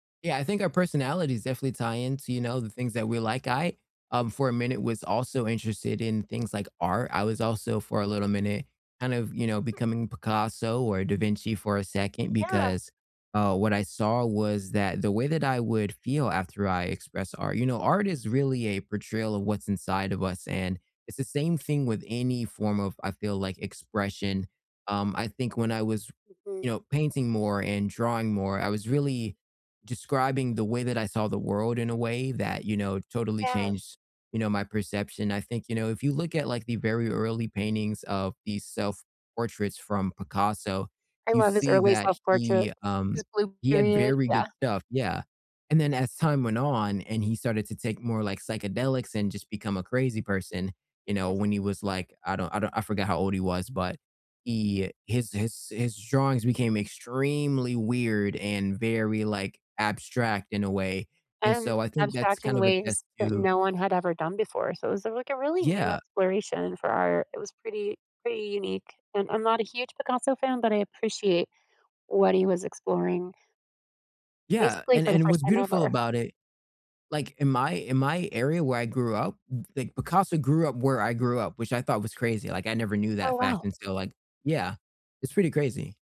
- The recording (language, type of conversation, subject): English, unstructured, How do hobbies help you relax or de-stress?
- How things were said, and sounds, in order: tapping; giggle; stressed: "extremely"